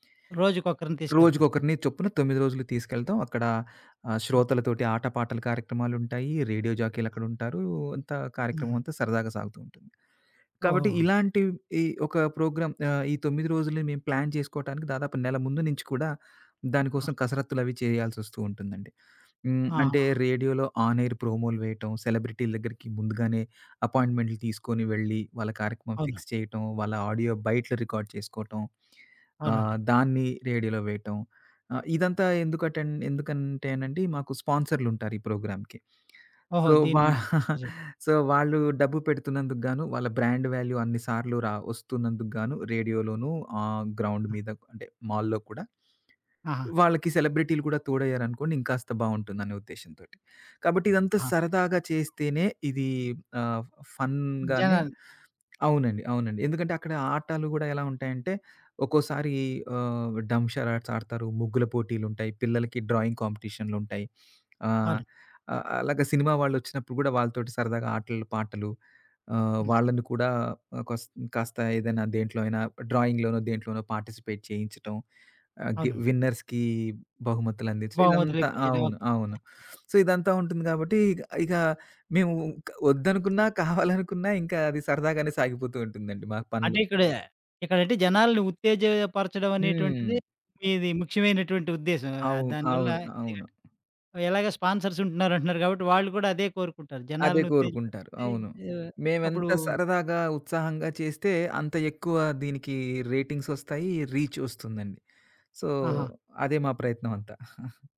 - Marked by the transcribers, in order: in English: "ప్రోగ్రామ్"; in English: "ప్లాన్"; in English: "ఆన్ ఏర్"; in English: "ఫిక్స్"; in English: "ఆడియో"; in English: "రికార్డ్"; other background noise; in English: "ప్రోగ్రామ్‌కి. సో"; giggle; in English: "సో"; in English: "బ్రాండ్ వాల్యూ"; in English: "గ్రౌండ్"; in English: "మాల్‌లో"; in English: "ఫన్‌గానే"; tapping; in English: "డంషరాట్స్"; in English: "డ్రాయింగ్"; in English: "డ్రాయింగ్"; in English: "పార్టిసిపేట్"; in English: "విన్నర్స్‌కి"; in English: "సో"; chuckle; in English: "రీచ్"; in English: "సో"; chuckle
- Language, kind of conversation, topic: Telugu, podcast, పని నుంచి ఫన్‌కి మారేటప్పుడు మీ దుస్తుల స్టైల్‌ను ఎలా మార్చుకుంటారు?